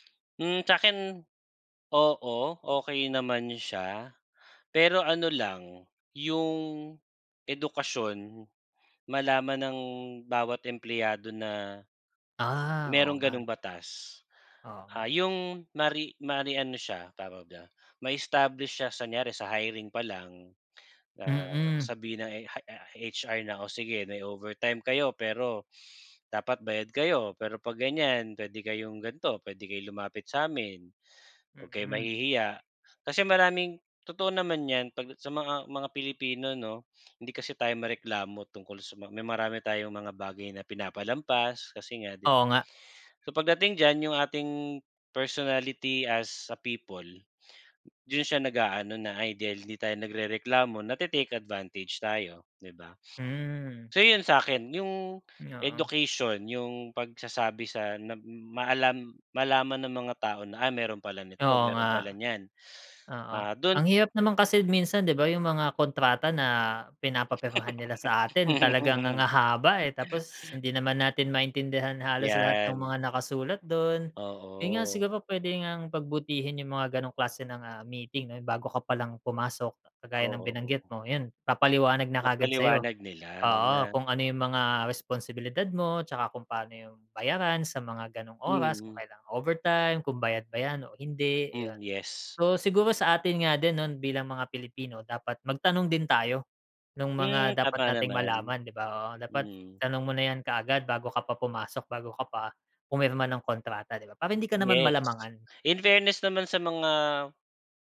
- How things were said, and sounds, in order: sniff; lip smack; in English: "personality as a people"; tapping; giggle; laughing while speaking: "Mm, mm"; other background noise
- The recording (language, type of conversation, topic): Filipino, unstructured, Ano ang palagay mo sa overtime na hindi binabayaran nang tama?